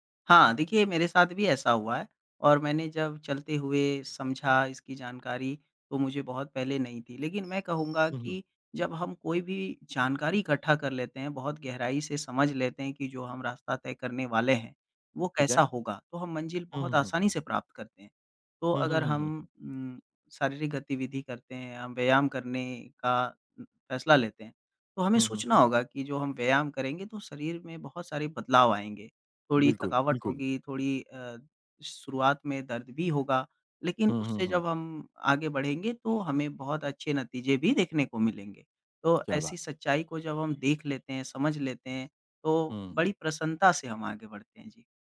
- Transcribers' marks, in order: other background noise; horn
- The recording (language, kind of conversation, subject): Hindi, podcast, नई स्वस्थ आदत शुरू करने के लिए आपका कदम-दर-कदम तरीका क्या है?